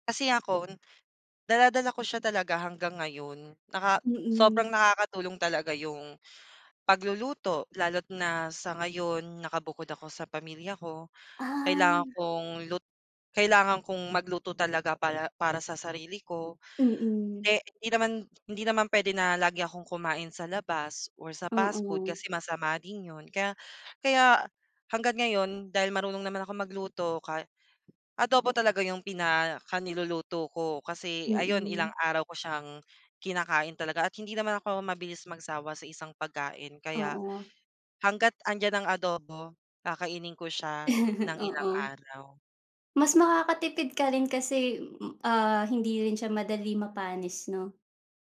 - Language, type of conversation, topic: Filipino, unstructured, Ano ang unang pagkaing natutunan mong lutuin?
- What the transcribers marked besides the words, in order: none